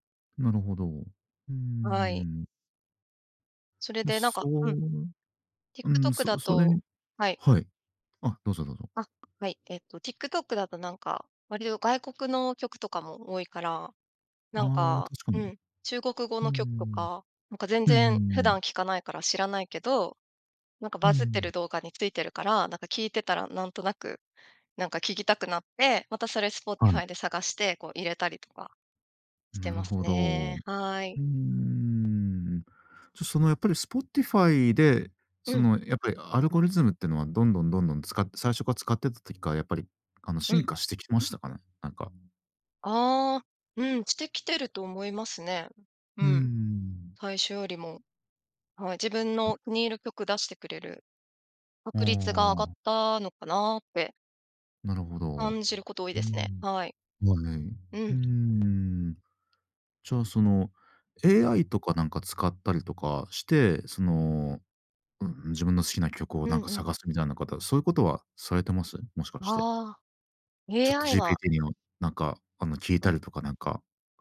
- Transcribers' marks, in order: other noise
- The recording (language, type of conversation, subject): Japanese, podcast, 普段、新曲はどこで見つけますか？